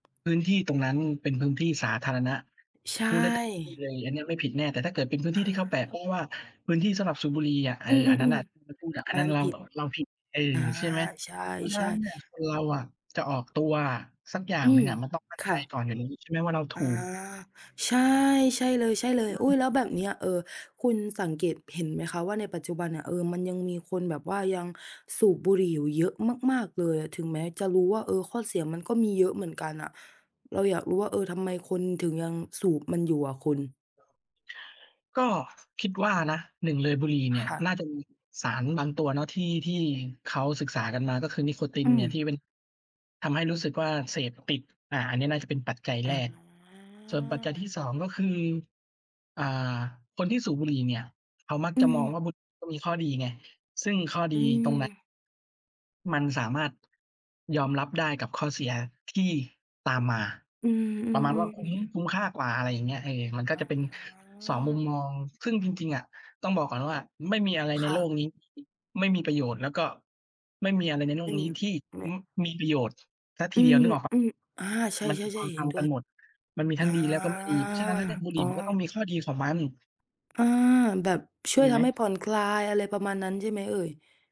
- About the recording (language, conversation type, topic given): Thai, unstructured, ทำไมหลายคนยังสูบบุหรี่ทั้งที่รู้ว่าเป็นอันตราย?
- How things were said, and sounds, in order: other background noise; tapping; unintelligible speech; drawn out: "อา"; drawn out: "อา"; drawn out: "อา"